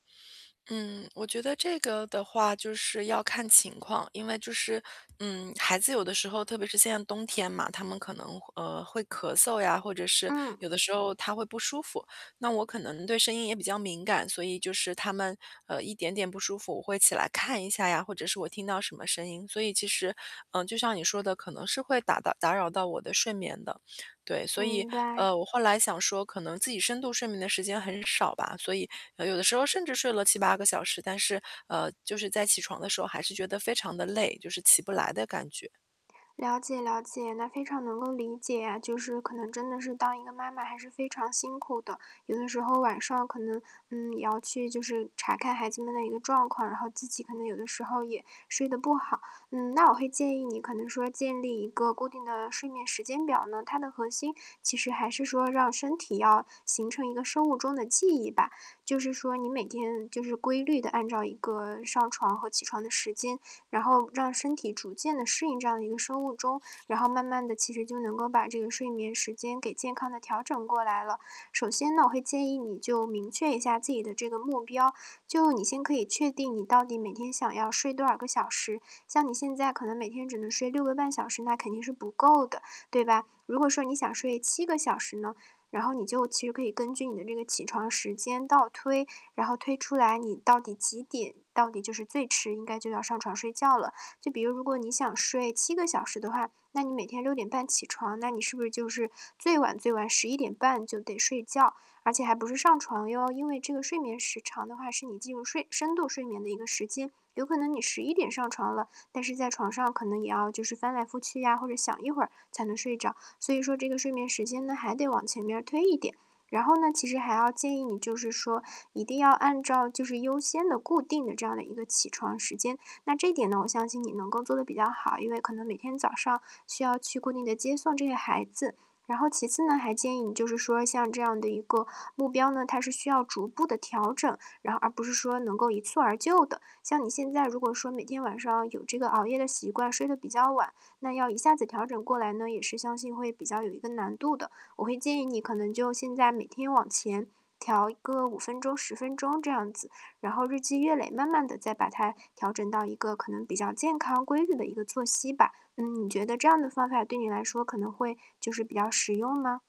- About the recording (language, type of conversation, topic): Chinese, advice, 我怎樣才能建立固定的睡眠時間表？
- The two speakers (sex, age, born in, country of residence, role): female, 20-24, China, Germany, advisor; female, 35-39, China, United States, user
- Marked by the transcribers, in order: static; distorted speech; other background noise